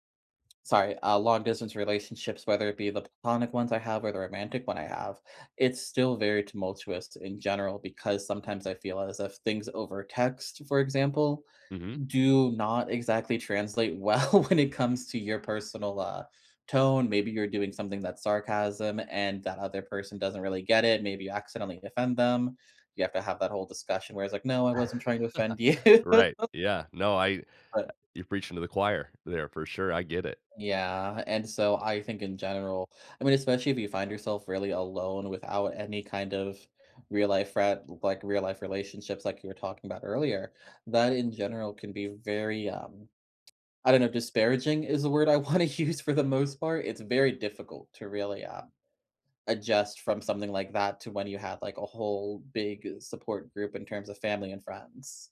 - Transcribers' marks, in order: laughing while speaking: "well"; laugh; laughing while speaking: "you"; other background noise; laughing while speaking: "wanna use"
- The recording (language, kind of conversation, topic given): English, unstructured, How do I manage friendships that change as life gets busier?